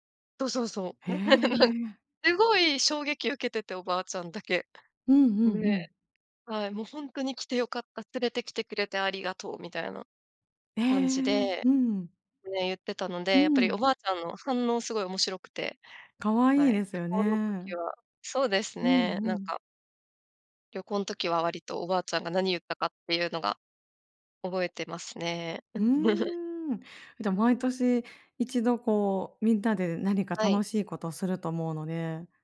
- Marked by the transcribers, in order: laugh; giggle
- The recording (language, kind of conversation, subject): Japanese, podcast, 家族と過ごした忘れられない時間は、どんなときでしたか？